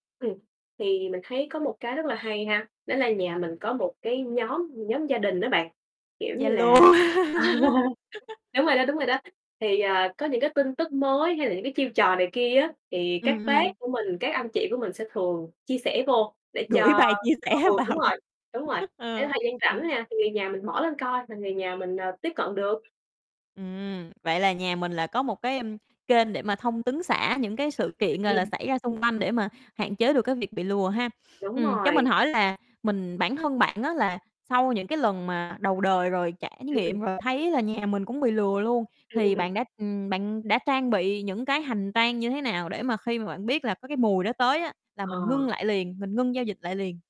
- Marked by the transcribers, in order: other background noise; laughing while speaking: "ờ"; tapping; laughing while speaking: "Zalo"; distorted speech; laugh; laughing while speaking: "Gửi bài chia sẻ vào"; laugh; horn; mechanical hum
- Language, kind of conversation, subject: Vietnamese, podcast, Bạn đã từng bị lừa trên mạng chưa, và bạn học được gì từ trải nghiệm đó?